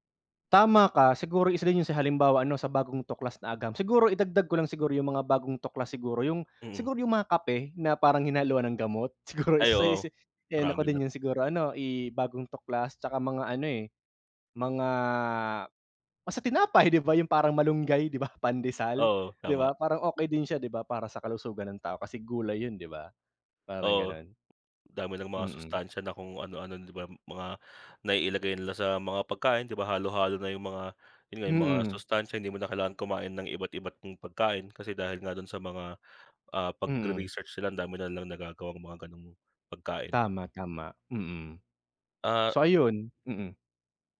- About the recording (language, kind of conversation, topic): Filipino, unstructured, Sa anong mga paraan nakakatulong ang agham sa pagpapabuti ng ating kalusugan?
- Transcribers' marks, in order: laughing while speaking: "siguro"; wind; chuckle; tapping